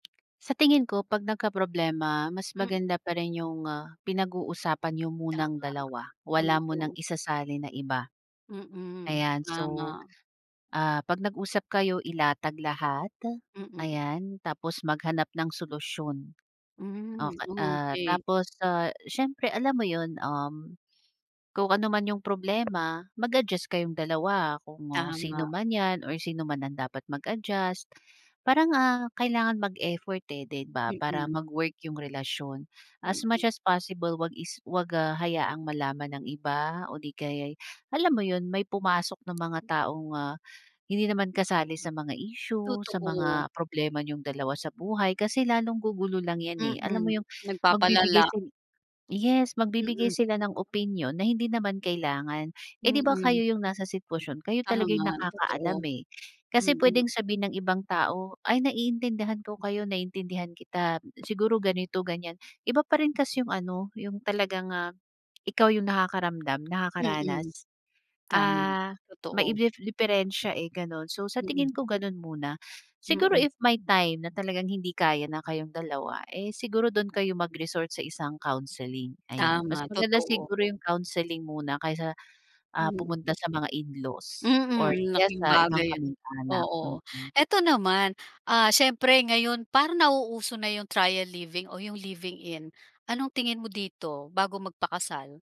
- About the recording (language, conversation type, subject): Filipino, podcast, Ano ang mga isinasaalang-alang mo bago ka magpakasal?
- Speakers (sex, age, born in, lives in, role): female, 30-34, Philippines, Philippines, guest; female, 55-59, Philippines, Philippines, host
- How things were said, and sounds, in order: other background noise; tapping